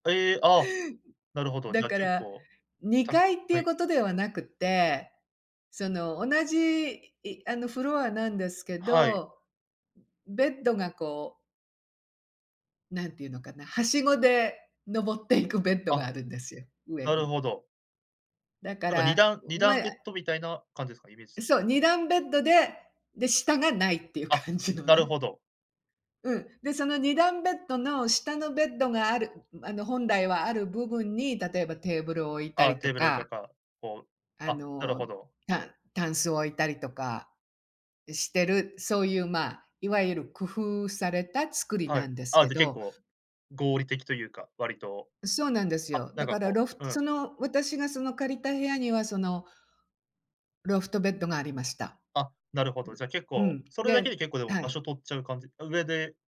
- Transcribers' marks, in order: other noise
- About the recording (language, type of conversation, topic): Japanese, podcast, 狭い部屋を広く感じさせるには、どんな工夫をすればよいですか？